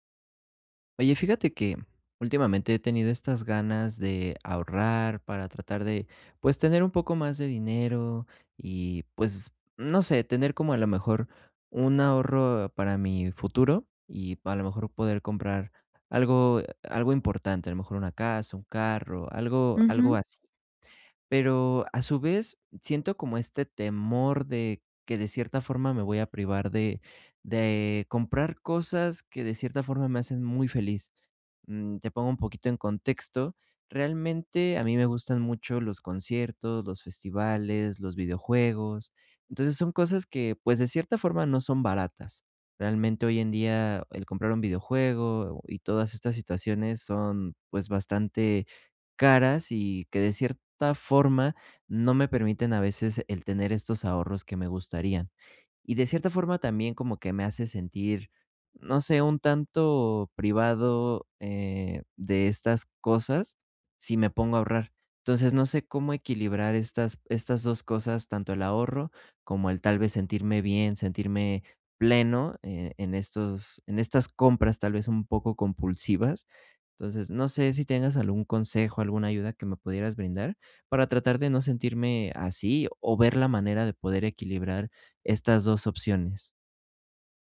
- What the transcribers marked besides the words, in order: tapping; other noise; other background noise
- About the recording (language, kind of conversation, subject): Spanish, advice, ¿Cómo puedo equilibrar el ahorro y mi bienestar sin sentir que me privo de lo que me hace feliz?